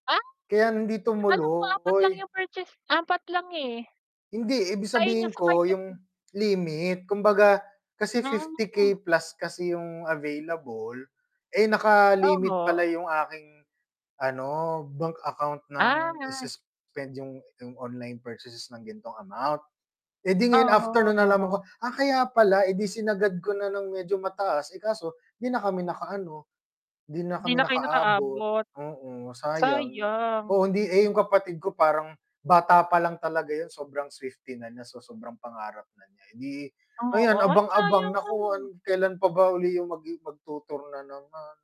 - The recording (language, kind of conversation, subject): Filipino, unstructured, Ano ang pinakanatatandaan mong konsiyerto o palabas na napuntahan mo?
- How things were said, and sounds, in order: distorted speech; tapping